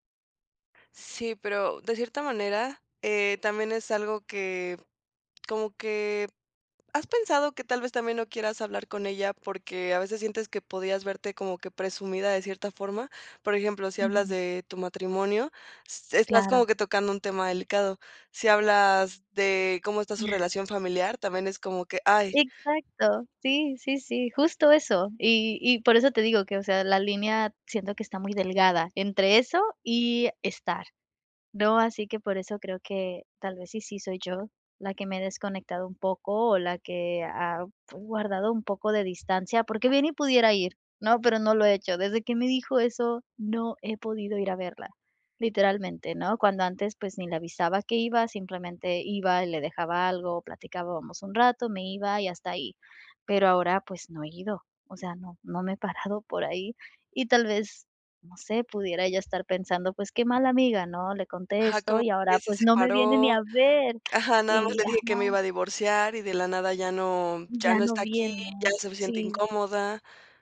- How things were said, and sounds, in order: other noise
- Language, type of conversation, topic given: Spanish, advice, ¿Qué puedo hacer si siento que me estoy distanciando de un amigo por cambios en nuestras vidas?